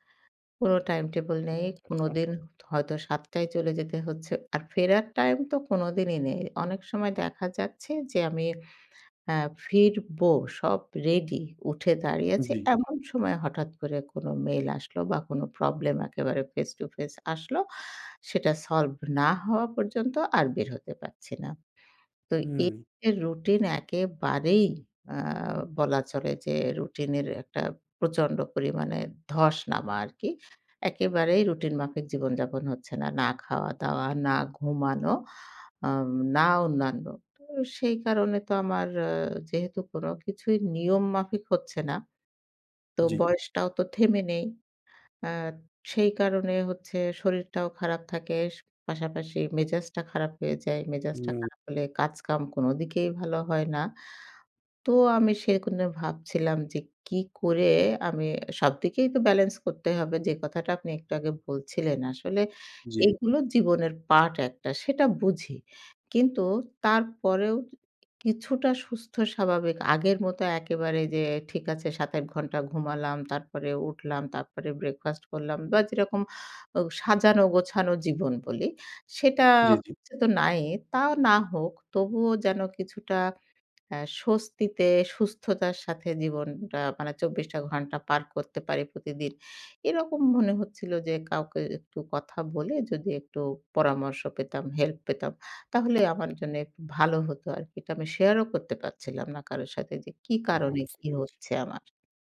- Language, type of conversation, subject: Bengali, advice, নতুন শিশু বা বড় দায়িত্বের কারণে আপনার আগের রুটিন ভেঙে পড়লে আপনি কীভাবে সামলাচ্ছেন?
- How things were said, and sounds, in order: other background noise